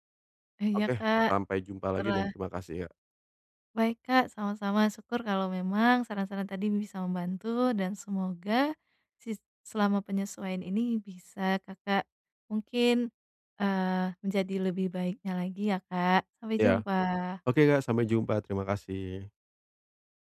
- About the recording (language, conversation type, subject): Indonesian, advice, Bagaimana cara menyesuaikan diri dengan kebiasaan sosial baru setelah pindah ke daerah yang normanya berbeda?
- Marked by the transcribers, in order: none